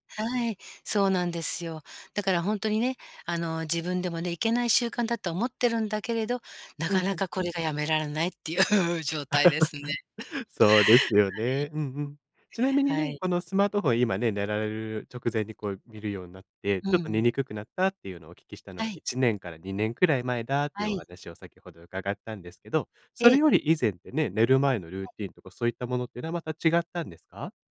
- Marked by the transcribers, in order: laugh; laughing while speaking: "っていう"; chuckle; tapping
- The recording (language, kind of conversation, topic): Japanese, advice, 夜にスマホを見てしまって寝付けない習慣をどうすれば変えられますか？